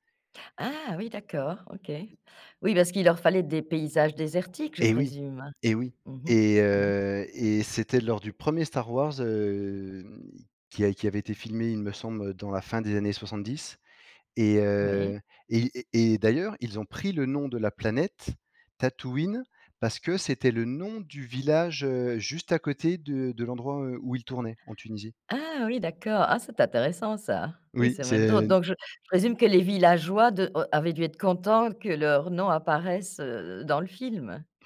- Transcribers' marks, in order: other background noise; drawn out: "hem"
- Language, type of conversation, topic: French, podcast, Quels films te reviennent en tête quand tu repenses à ton adolescence ?